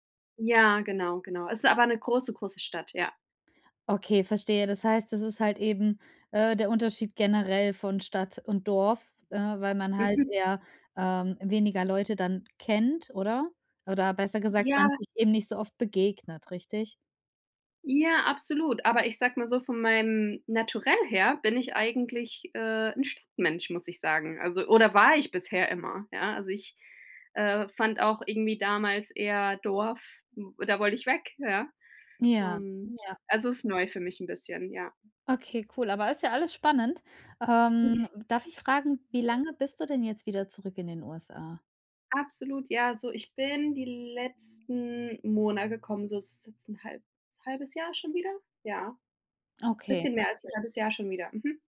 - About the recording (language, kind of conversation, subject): German, advice, Wie kann ich durch Routinen Heimweh bewältigen und mich am neuen Ort schnell heimisch fühlen?
- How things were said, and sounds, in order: background speech; cough